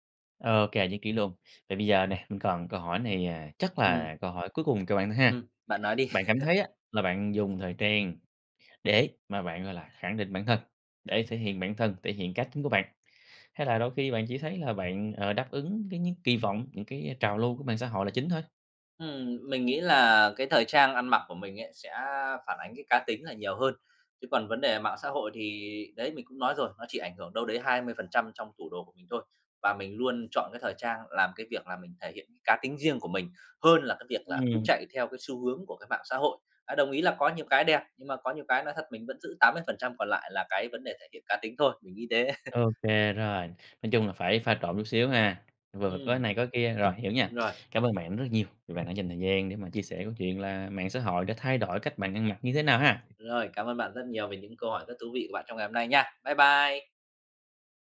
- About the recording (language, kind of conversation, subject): Vietnamese, podcast, Mạng xã hội thay đổi cách bạn ăn mặc như thế nào?
- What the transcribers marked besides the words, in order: tapping; laughing while speaking: "đi"; laugh; laugh